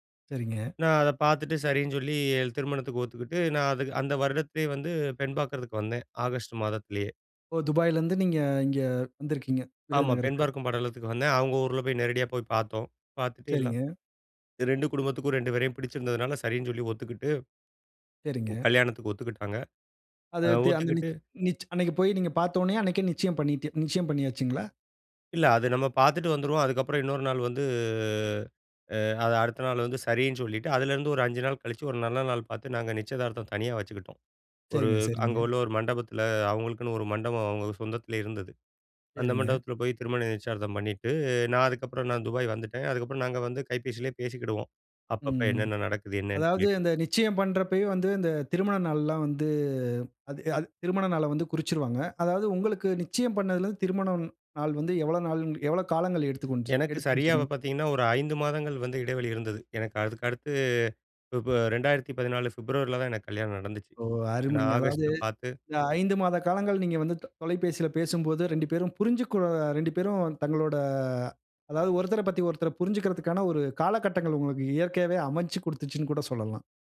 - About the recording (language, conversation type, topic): Tamil, podcast, உங்கள் திருமண நாளின் நினைவுகளை சுருக்கமாக சொல்ல முடியுமா?
- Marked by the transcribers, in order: other background noise; drawn out: "வந்து"; "பண்ணதுலருந்து" said as "பண்ணதுலந்"; "எடுத்துச்சுங்க" said as "எடுத்துன்ச்சுங்க"